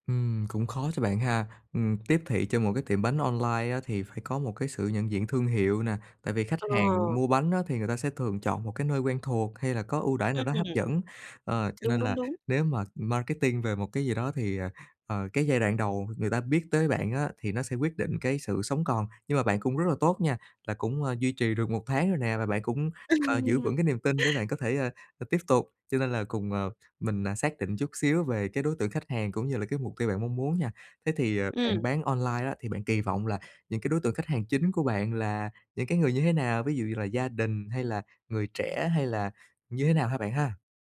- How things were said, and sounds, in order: tapping
- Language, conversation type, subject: Vietnamese, advice, Làm sao để tiếp thị hiệu quả và thu hút những khách hàng đầu tiên cho startup của tôi?
- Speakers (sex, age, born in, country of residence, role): female, 30-34, Vietnam, Vietnam, user; male, 30-34, Vietnam, Vietnam, advisor